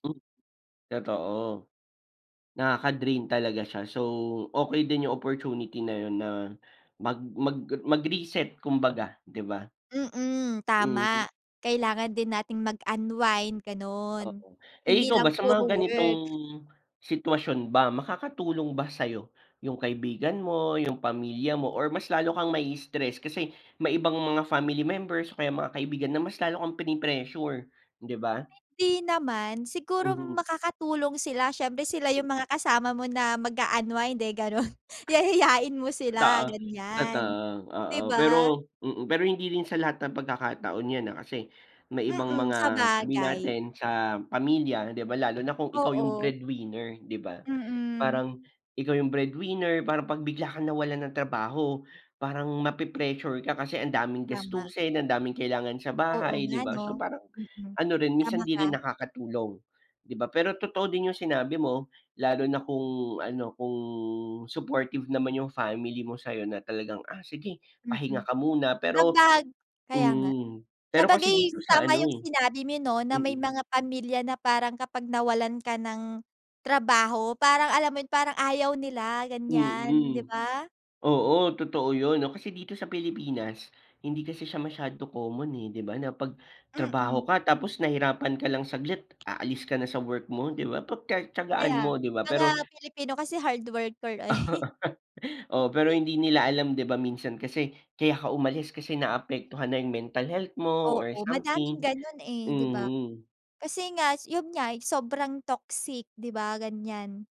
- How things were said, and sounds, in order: other background noise; laughing while speaking: "gano'n. Yayain mo sila"; background speech; "mo" said as "mi"; laughing while speaking: "Oo"; laughing while speaking: "eh"
- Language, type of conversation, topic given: Filipino, unstructured, Ano ang gagawin mo kung bigla kang mawalan ng trabaho bukas?